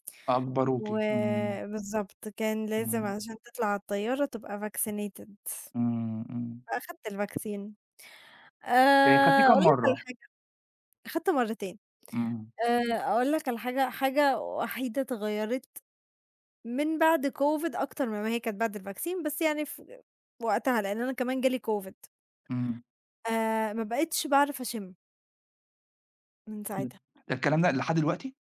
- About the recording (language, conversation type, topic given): Arabic, unstructured, إيه هي الأهداف اللي عايز تحققها في السنين الجاية؟
- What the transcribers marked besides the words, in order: in English: "vaccinated"; in English: "الvaccine"; in English: "الvaccine"